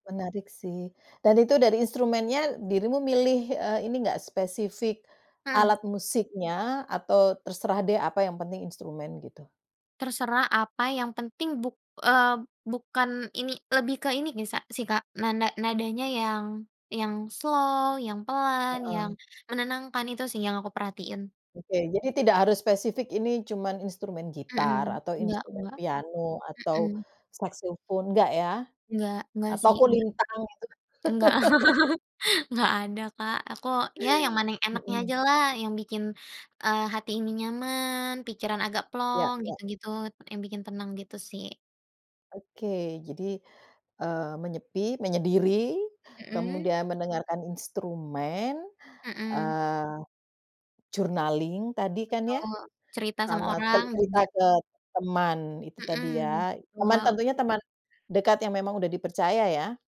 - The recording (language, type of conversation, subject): Indonesian, podcast, Bagaimana cara kamu mengelola stres sehari-hari?
- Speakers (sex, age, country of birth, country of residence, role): female, 20-24, Indonesia, Indonesia, guest; female, 45-49, Indonesia, Netherlands, host
- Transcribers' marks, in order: in English: "slow"; laugh; other background noise; in English: "journaling"